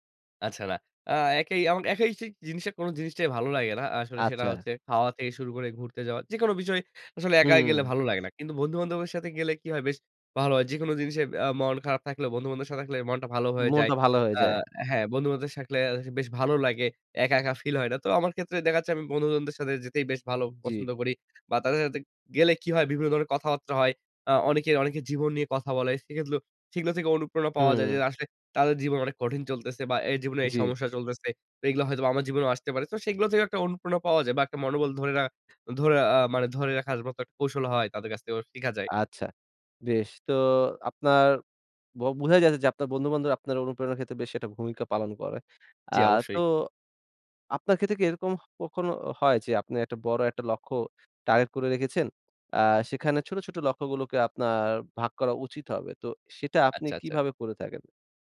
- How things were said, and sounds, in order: "বন্ধু-বান্ধবদের" said as "বান্ধুদের"
- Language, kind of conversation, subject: Bengali, podcast, দীর্ঘ সময় অনুপ্রেরণা ধরে রাখার কৌশল কী?